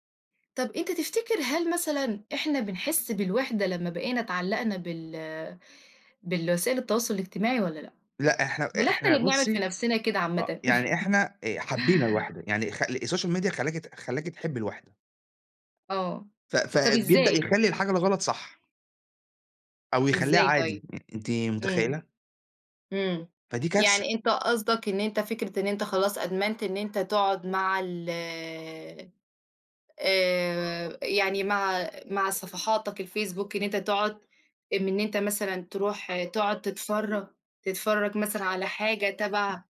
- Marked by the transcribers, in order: laugh; in English: "الSocial Media"; tapping; dog barking; background speech
- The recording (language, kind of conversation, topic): Arabic, unstructured, إزاي تخلق ذكريات حلوة مع عيلتك؟